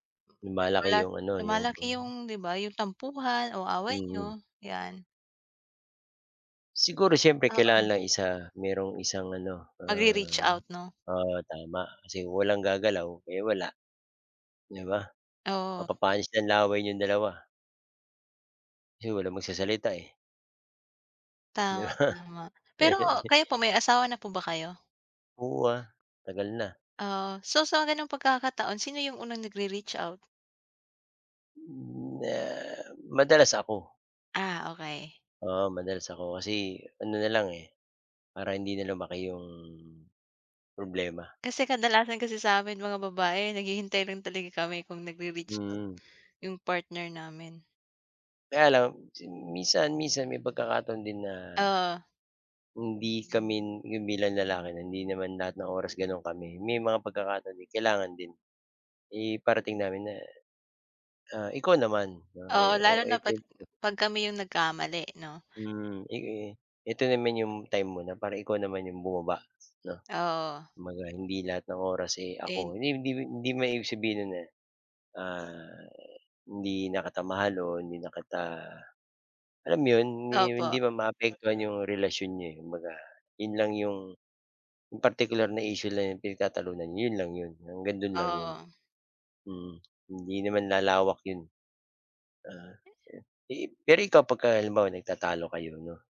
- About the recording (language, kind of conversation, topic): Filipino, unstructured, Ano ang papel ng komunikasyon sa pag-aayos ng sama ng loob?
- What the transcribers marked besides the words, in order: tapping; other background noise; laughing while speaking: "'Di ba? Eh, di"; unintelligible speech; unintelligible speech; lip smack